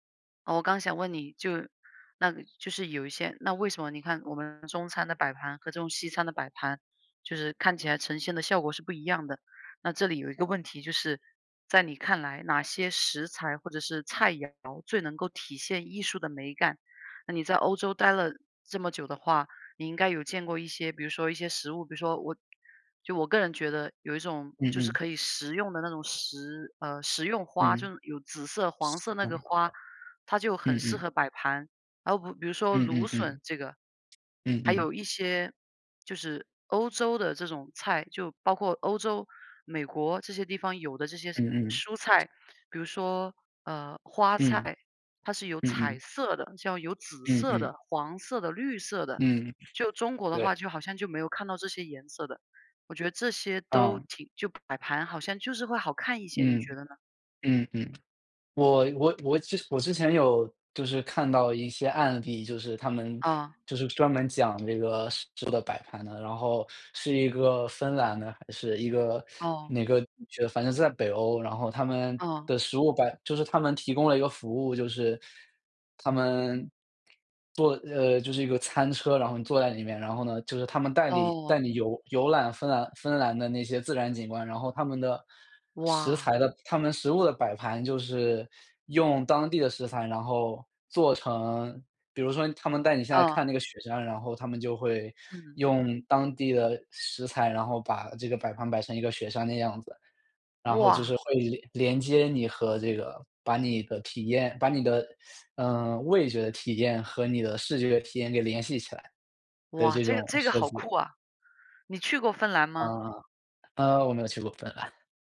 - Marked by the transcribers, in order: none
- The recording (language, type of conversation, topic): Chinese, unstructured, 在你看来，食物与艺术之间有什么关系？
- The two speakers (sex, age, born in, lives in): female, 35-39, China, United States; male, 25-29, China, Netherlands